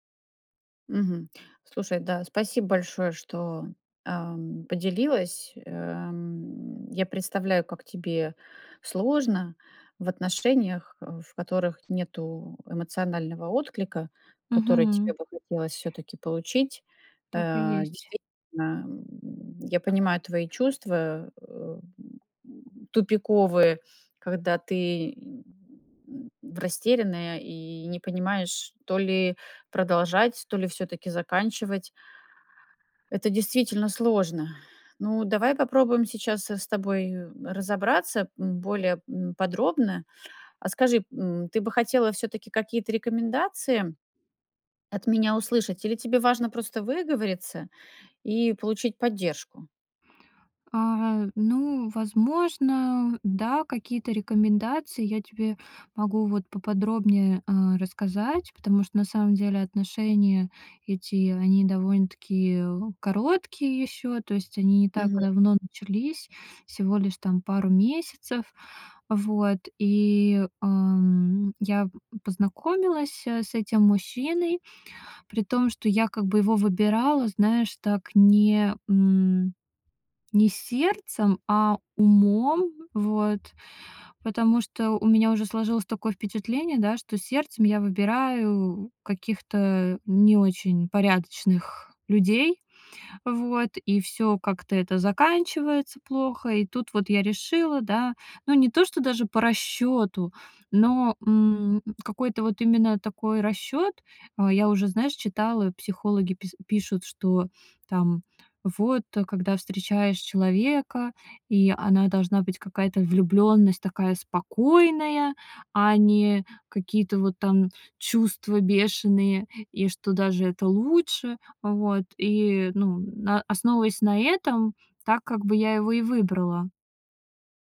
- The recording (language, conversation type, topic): Russian, advice, Как мне решить, стоит ли расстаться или взять перерыв в отношениях?
- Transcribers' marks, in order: grunt; tapping